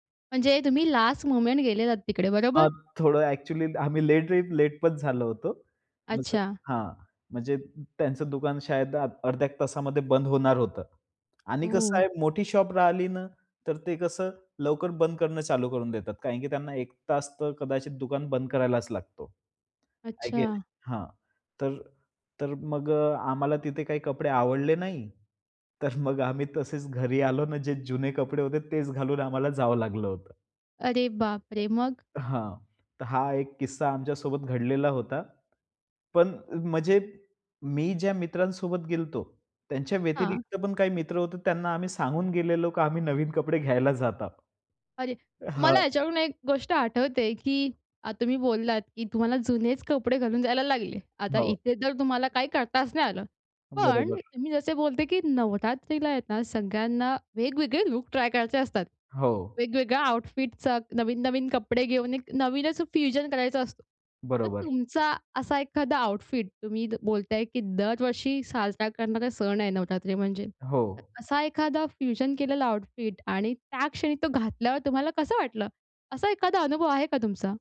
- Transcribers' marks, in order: in English: "लास्ट मोमेंट"; laughing while speaking: "आम्ही लेट रेट लेट पण झालो होतो"; in Hindi: "शायद"; in English: "शॉप"; laughing while speaking: "तर मग आम्ही तसेच घरी … जावं लागलं होतं"; other background noise; in English: "आउटफिटचा"; in English: "फ्युजन"; in English: "फ्युजन"; in English: "आऊटफिट"
- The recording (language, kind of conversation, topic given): Marathi, podcast, सण-उत्सवांमध्ये तुम्ही तुमची वेशभूषा आणि एकूण लूक कसा बदलता?